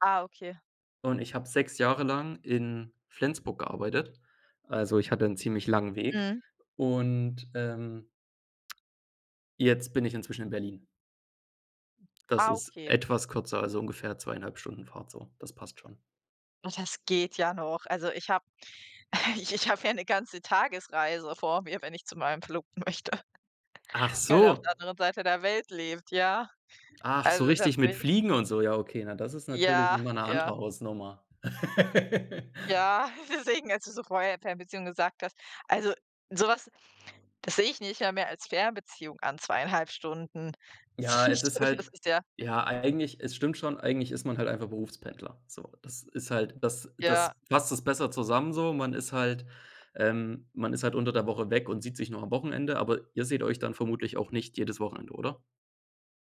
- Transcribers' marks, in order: chuckle; laughing while speaking: "möchte"; chuckle; unintelligible speech; laugh; laughing while speaking: "deswegen"
- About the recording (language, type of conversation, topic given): German, unstructured, Welche Rolle spielen soziale Medien deiner Meinung nach in der Politik?